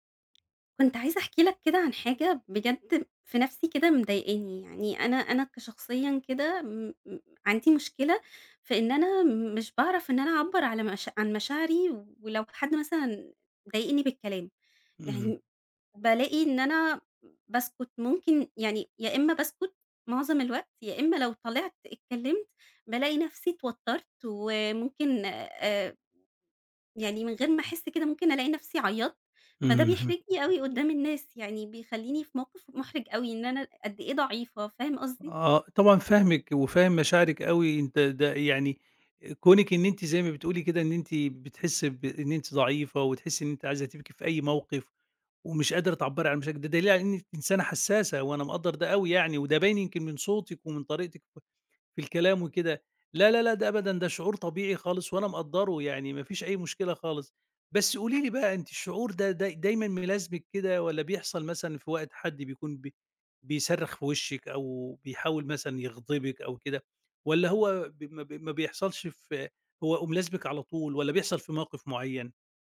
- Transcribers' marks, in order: other background noise
- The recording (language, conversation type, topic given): Arabic, advice, إزاي أقدر أعبّر عن مشاعري من غير ما أكتم الغضب جوايا؟